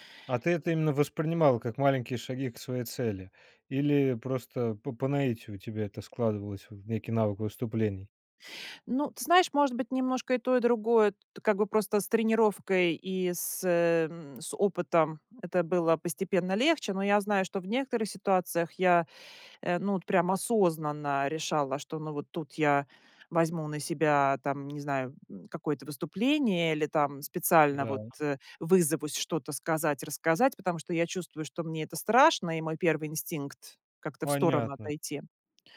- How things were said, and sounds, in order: none
- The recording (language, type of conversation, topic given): Russian, podcast, Как ты работаешь со своими страхами, чтобы их преодолеть?